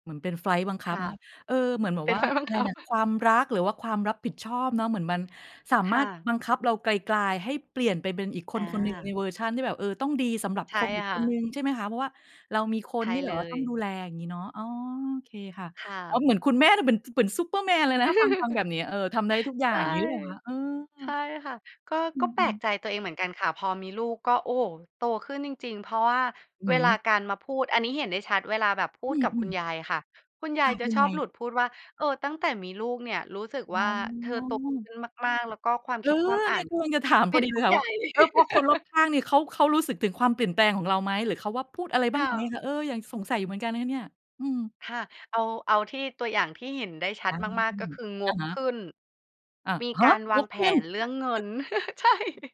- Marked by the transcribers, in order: laughing while speaking: "ไฟลต์บังคับ"; chuckle; laughing while speaking: "ถาม"; chuckle; chuckle; laughing while speaking: "ใช่"; chuckle
- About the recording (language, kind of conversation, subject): Thai, podcast, ช่วงไหนในชีวิตที่คุณรู้สึกว่าตัวเองเติบโตขึ้นมากที่สุด และเพราะอะไร?